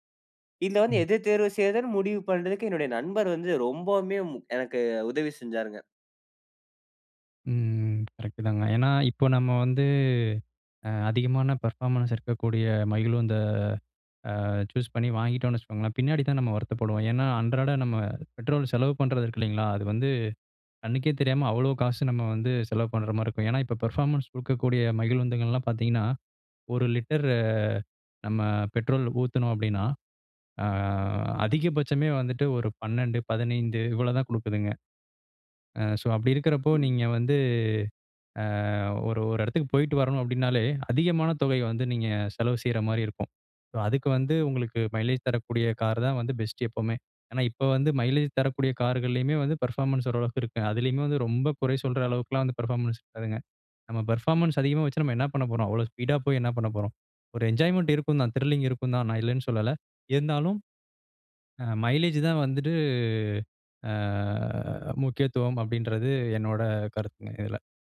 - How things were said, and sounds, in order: in English: "பெர்ஃபார்மன்ஸ்"; in English: "சூஸ்"; in English: "பெர்ஃபார்மன்ஸ்"; in English: "சோ"; in English: "மைலேஜ்"; in English: "பெஸ்ட்"; in English: "மைலேஜ்"; in English: "பெர்ஃபார்மன்ஸ்"; in English: "பெர்ஃபார்மன்ஸ்"; in English: "பெர்ஃபார்மன்ஸ்"; in English: "என்ஜாய்மென்ட்"; in English: "த்ரில்லிங்"; in English: "மைலேஜ்"
- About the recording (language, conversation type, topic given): Tamil, podcast, அதிக விருப்பங்கள் ஒரே நேரத்தில் வந்தால், நீங்கள் எப்படி முடிவு செய்து தேர்வு செய்கிறீர்கள்?